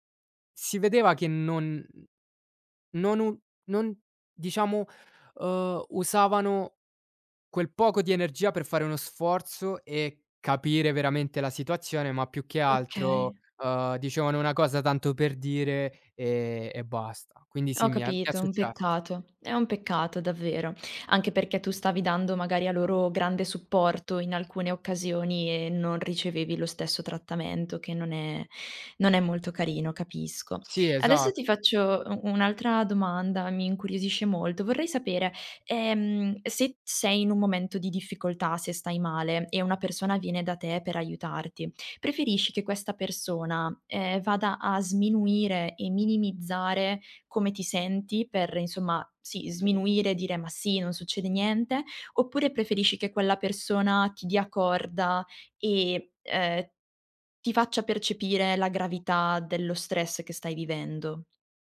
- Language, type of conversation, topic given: Italian, podcast, Come cerchi supporto da amici o dalla famiglia nei momenti difficili?
- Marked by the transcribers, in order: none